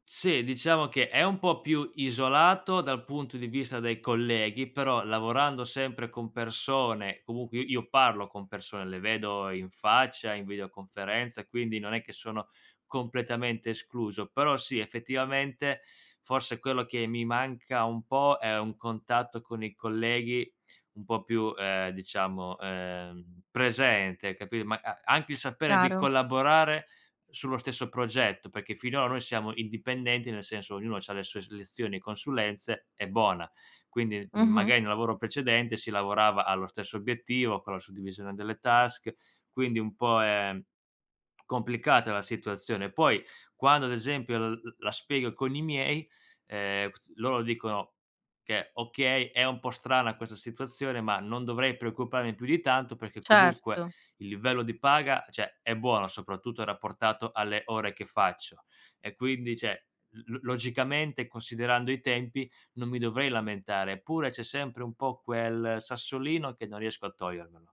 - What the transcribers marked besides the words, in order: other background noise; in English: "task"; unintelligible speech; tapping; "cioè" said as "ceh"
- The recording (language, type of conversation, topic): Italian, advice, Come posso affrontare l’insicurezza nel mio nuovo ruolo lavorativo o familiare?
- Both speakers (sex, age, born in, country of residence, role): female, 30-34, Italy, Italy, advisor; male, 25-29, Italy, Italy, user